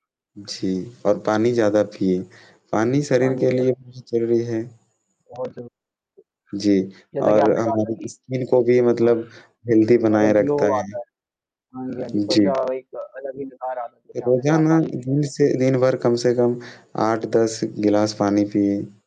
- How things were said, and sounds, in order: static; distorted speech; in English: "स्किन"; in English: "हेल्दी"; in English: "ग्लो"
- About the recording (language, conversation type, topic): Hindi, unstructured, आप अपनी सेहत का ख्याल कैसे रखते हैं?